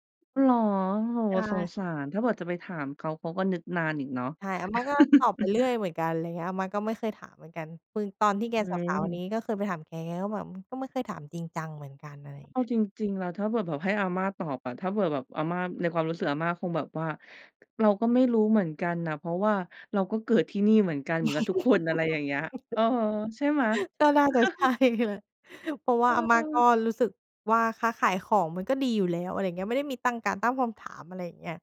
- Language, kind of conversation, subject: Thai, podcast, ถ้าคุณมีโอกาสถามบรรพบุรุษได้เพียงหนึ่งคำถาม คุณอยากถามอะไร?
- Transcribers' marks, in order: chuckle; chuckle; laughing while speaking: "ก็น่าจะใช่เลย"; chuckle